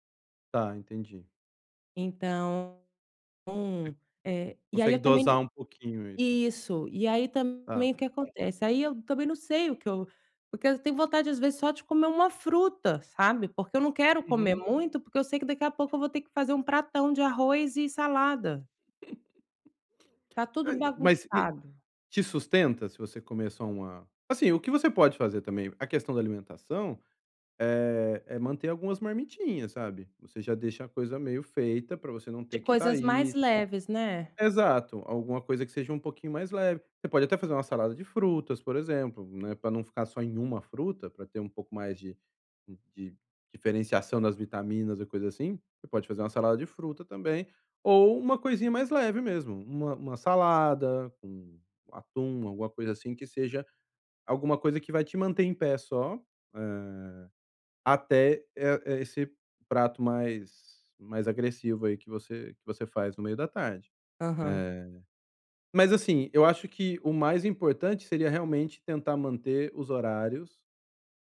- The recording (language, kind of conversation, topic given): Portuguese, advice, Como decido o que fazer primeiro no meu dia?
- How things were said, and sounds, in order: unintelligible speech; tapping; chuckle; other background noise